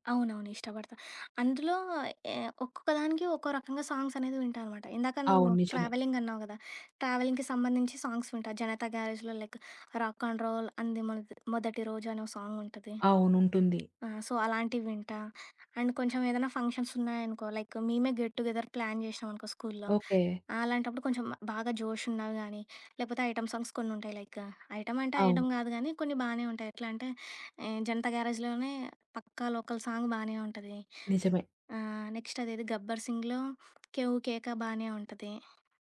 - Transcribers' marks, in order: in English: "ట్రావెలింగ్"; other background noise; in English: "ట్రావెలింగ్‌కి"; in English: "సాంగ్స్"; in English: "లైక్ 'రాక్ అండ్ రోల్"; tapping; in English: "సో"; in English: "అండ్"; in English: "ఫంక్షన్స్"; in English: "లైక్"; in English: "గెట్ టు గెదర్ ప్లాన్"; in English: "ఐటెమ్ సాంగ్స్"; in English: "లైక్ ఐటెమ్"; in English: "సాంగ్"; in English: "నెక్స్ట్"
- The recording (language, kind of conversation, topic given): Telugu, podcast, పాత హాబీతో మళ్లీ మమేకమయ్యేటప్పుడు సాధారణంగా ఎదురయ్యే సవాళ్లు ఏమిటి?